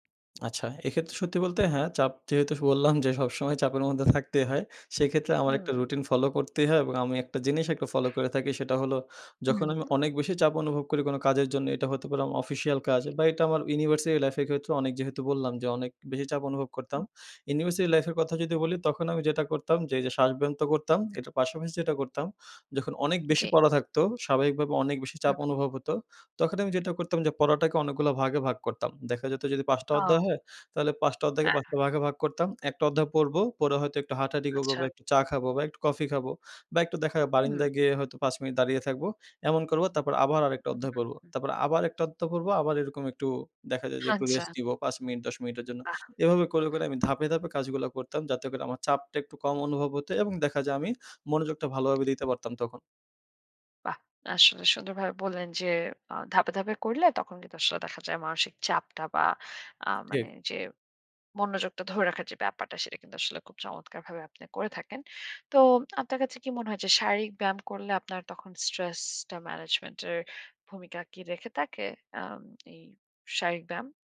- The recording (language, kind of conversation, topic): Bengali, podcast, মানসিক চাপ কমাতে তুমি কোন কোন কৌশল ব্যবহার করো?
- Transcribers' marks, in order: tapping; tongue click; laughing while speaking: "আচ্ছা"; in English: "ম্যানেজমেন্ট"